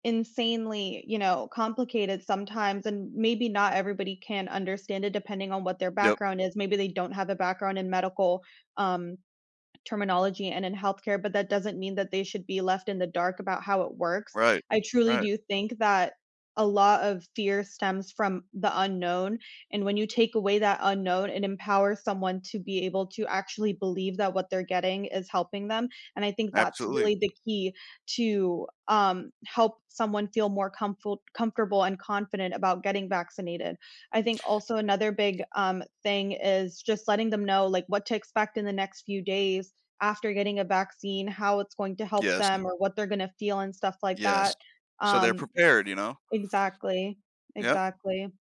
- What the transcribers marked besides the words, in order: tapping; other background noise
- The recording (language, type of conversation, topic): English, unstructured, Why do some fear vaccines even when they save lives?